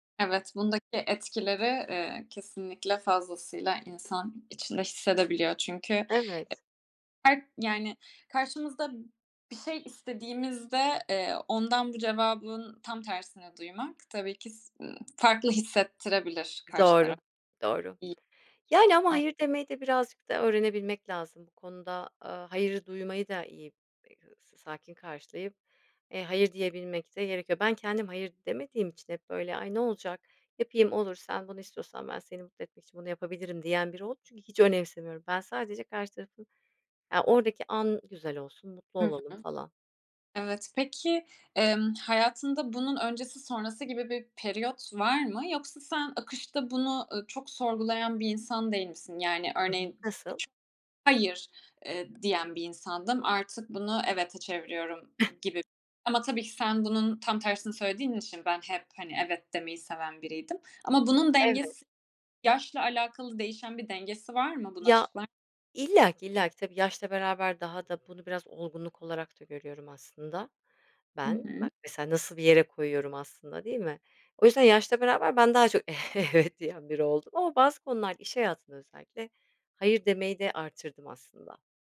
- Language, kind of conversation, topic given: Turkish, podcast, Açıkça “hayır” demek sana zor geliyor mu?
- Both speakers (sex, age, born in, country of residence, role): female, 25-29, Turkey, Spain, host; female, 40-44, Turkey, Spain, guest
- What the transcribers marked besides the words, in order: other background noise; tapping; giggle; laughing while speaking: "evet"